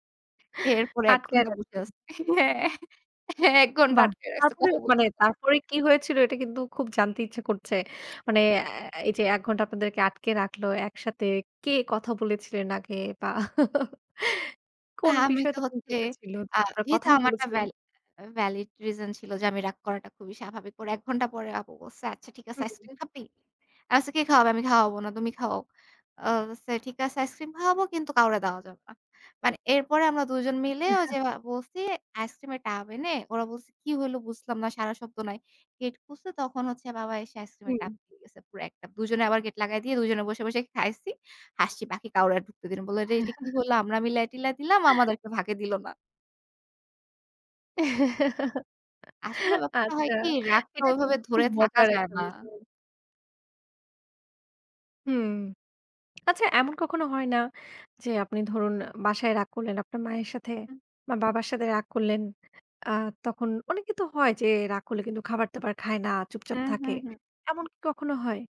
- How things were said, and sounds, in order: chuckle; laughing while speaking: "হ্যাঁ, হ্যাঁ"; other background noise; chuckle; chuckle; chuckle; chuckle; chuckle; laughing while speaking: "আচ্ছা, এটা কিন্তু"
- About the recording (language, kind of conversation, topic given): Bengali, podcast, খাবারের সময়ে তোমাদের পরিবারের আড্ডা কেমন হয়?